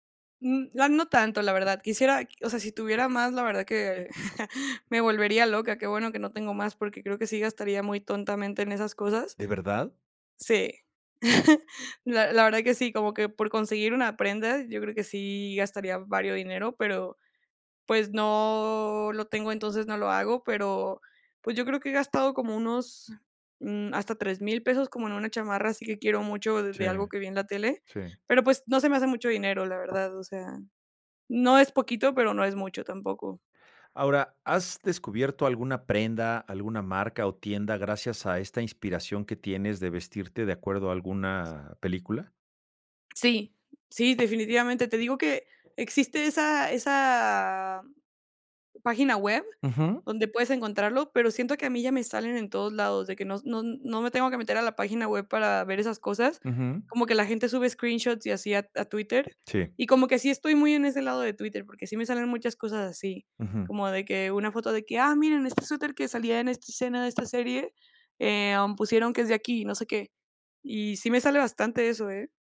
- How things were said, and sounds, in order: chuckle; chuckle; drawn out: "no"; other background noise; drawn out: "esa"
- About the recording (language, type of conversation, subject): Spanish, podcast, ¿Qué película o serie te inspira a la hora de vestirte?